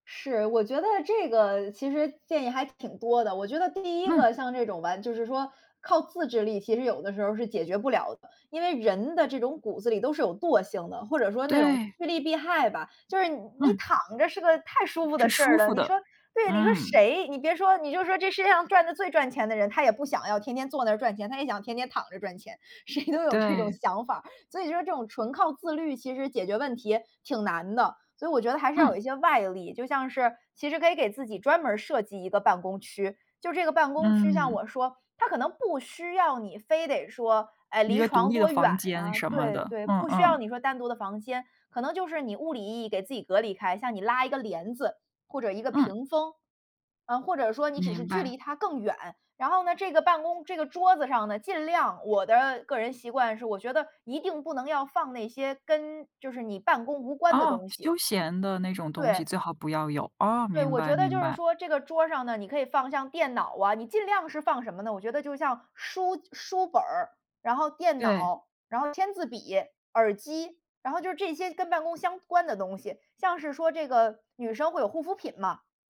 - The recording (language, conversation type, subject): Chinese, podcast, 在家办公时，你会怎么设置专属工作区？
- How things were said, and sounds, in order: laughing while speaking: "谁都有"